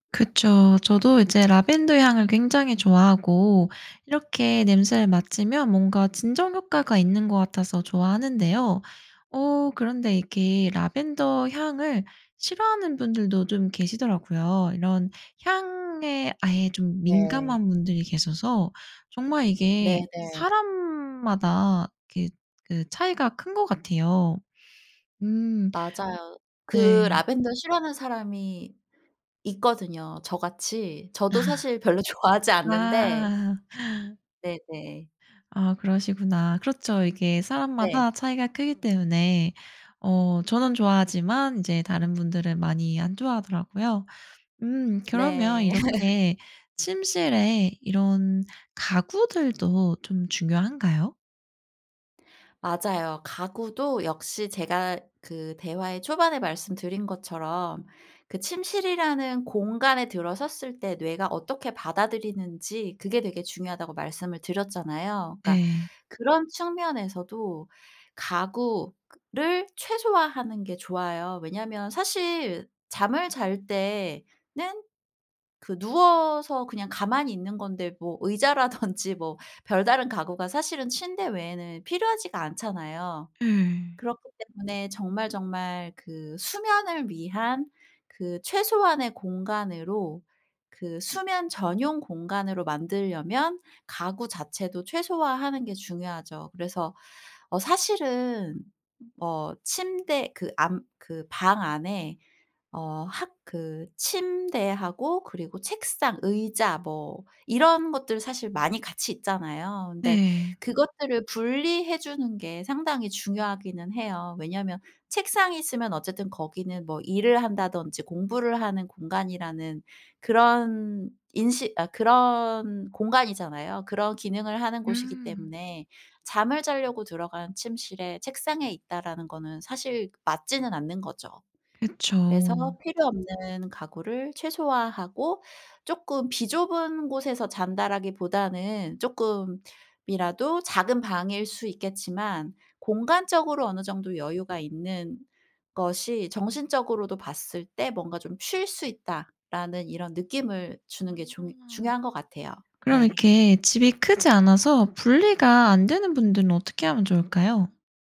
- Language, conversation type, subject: Korean, podcast, 숙면을 돕는 침실 환경의 핵심은 무엇인가요?
- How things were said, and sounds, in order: other background noise; laugh; laughing while speaking: "아"; laughing while speaking: "좋아하지"; laugh; laugh; laughing while speaking: "의자라든지"